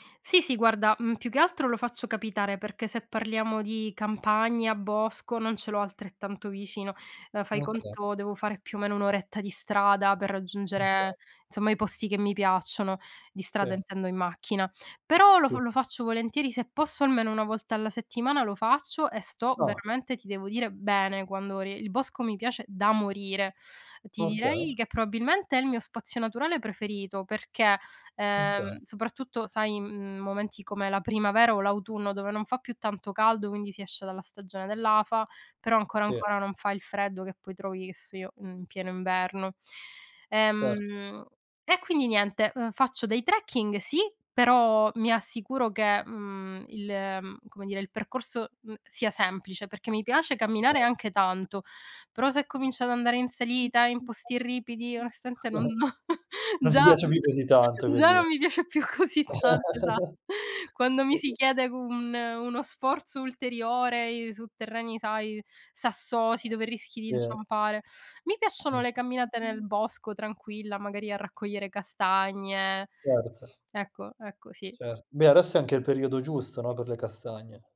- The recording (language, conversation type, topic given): Italian, podcast, Perché ti piace fare escursioni o camminare in natura?
- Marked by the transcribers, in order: "insomma" said as "zomma"; stressed: "da morire"; "Okay" said as "oka"; tapping; other background noise; chuckle; chuckle; laughing while speaking: "già non mi piace più così tanto, esatto"; laugh; "ulteriore" said as "ulteriorei"; in English: "Yeah"